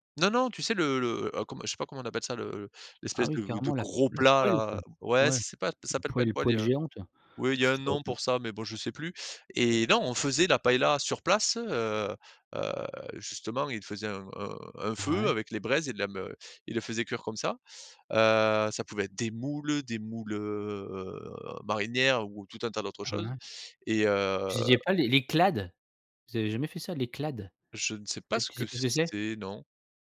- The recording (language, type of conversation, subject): French, podcast, Comment se déroulaient les repas en famille chez toi ?
- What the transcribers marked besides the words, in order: stressed: "gros"; drawn out: "heu"